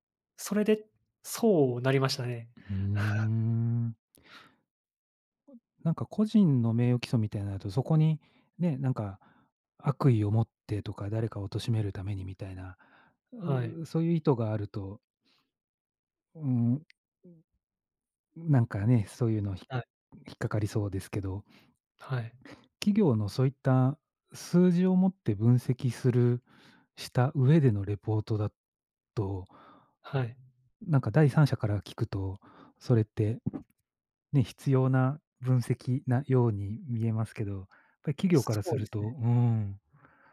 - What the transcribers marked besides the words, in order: chuckle; tapping; other background noise
- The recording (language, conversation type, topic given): Japanese, unstructured, 政府の役割はどこまであるべきだと思いますか？
- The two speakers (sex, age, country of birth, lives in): male, 25-29, South Korea, Japan; male, 45-49, Japan, Japan